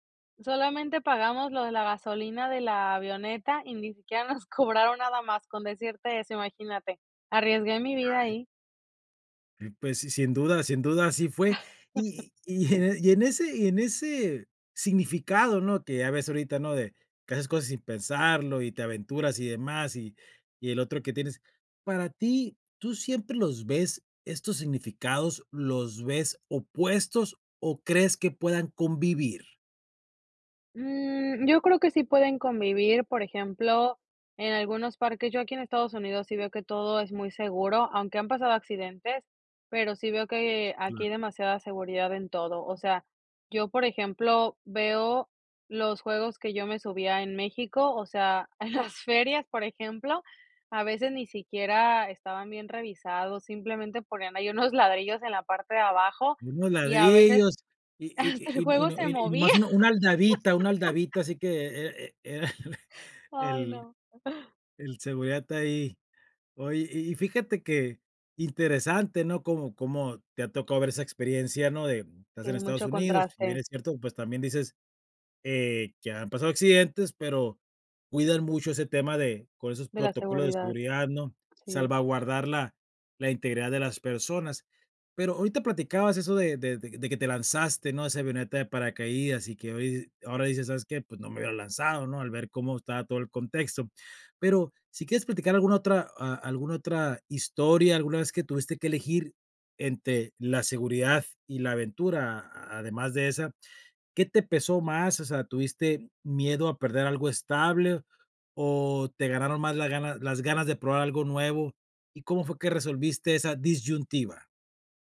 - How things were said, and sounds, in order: laugh; other noise; chuckle; chuckle; laugh; laughing while speaking: "era el"
- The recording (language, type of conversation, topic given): Spanish, podcast, ¿Cómo eliges entre seguridad y aventura?